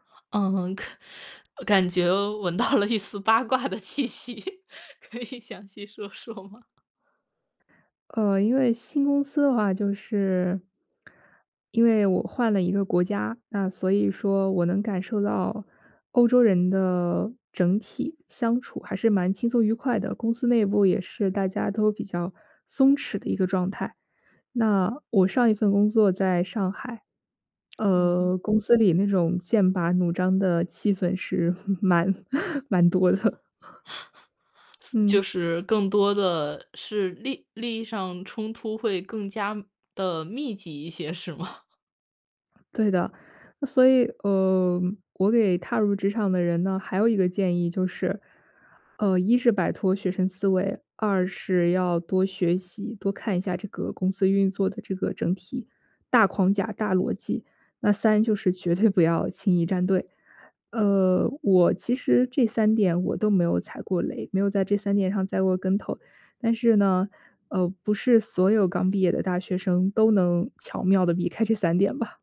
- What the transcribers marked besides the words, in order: laughing while speaking: "到了"; laughing while speaking: "八卦的气息，可以详细说说吗？"; other background noise; chuckle; laughing while speaking: "的"; laughing while speaking: "吗？"; chuckle; laughing while speaking: "不要"; laughing while speaking: "这三点吧"
- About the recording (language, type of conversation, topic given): Chinese, podcast, 你会给刚踏入职场的人什么建议？